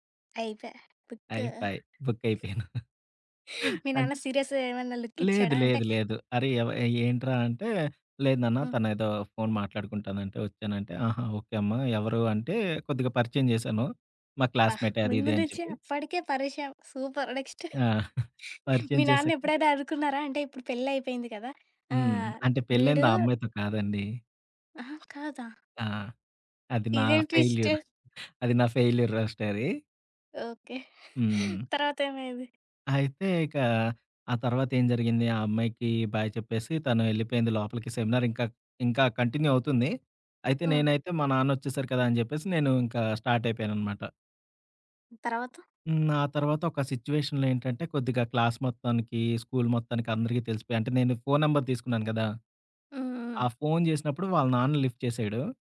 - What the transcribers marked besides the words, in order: laughing while speaking: "బుక్కయిపోయాను"; other background noise; in English: "సూపర్"; giggle; in English: "ఫెయిల్యూర్"; giggle; in English: "ఫెయిల్యూర్ లవ్ స్టోరీ"; chuckle; in English: "బాయ్"; in English: "కంటిన్యూ"; in English: "సిచ్యువేషన్‌లో"; in English: "క్లాస్"; in English: "నంబర్"; in English: "లిఫ్ట్"
- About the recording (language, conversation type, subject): Telugu, podcast, ఏ సంభాషణ ఒకరోజు నీ జీవిత దిశను మార్చిందని నీకు గుర్తుందా?